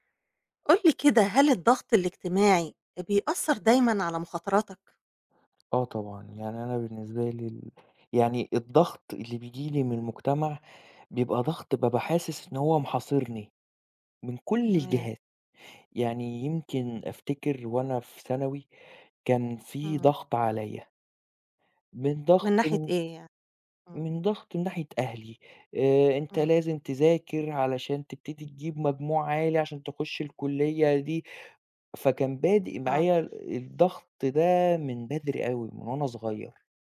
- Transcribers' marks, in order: tapping; other background noise
- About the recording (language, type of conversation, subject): Arabic, podcast, إزاي الضغط الاجتماعي بيأثر على قراراتك لما تاخد مخاطرة؟